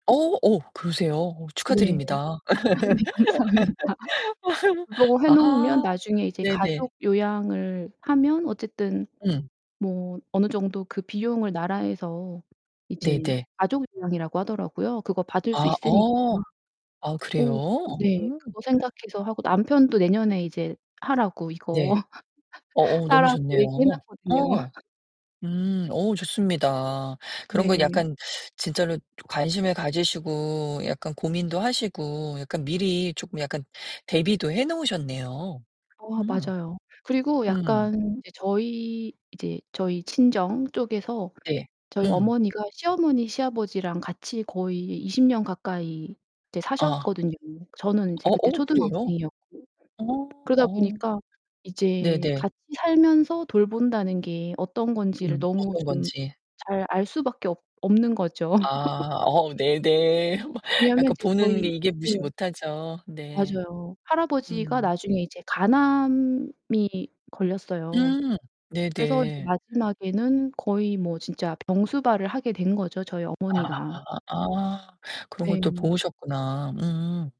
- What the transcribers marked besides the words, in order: distorted speech; laughing while speaking: "아, 네. 감사합니다"; laugh; other background noise; laugh; laugh; laugh; laughing while speaking: "네 네"; laugh
- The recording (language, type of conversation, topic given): Korean, podcast, 부모님 병수발을 맡게 된다면 어떻게 하실 건가요?